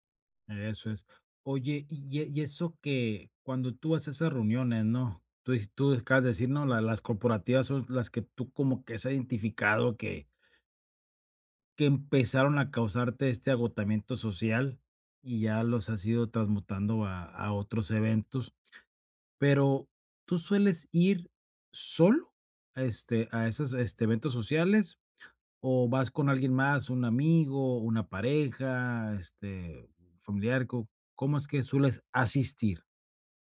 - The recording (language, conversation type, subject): Spanish, advice, ¿Cómo puedo manejar el agotamiento social en fiestas y reuniones?
- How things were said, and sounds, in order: none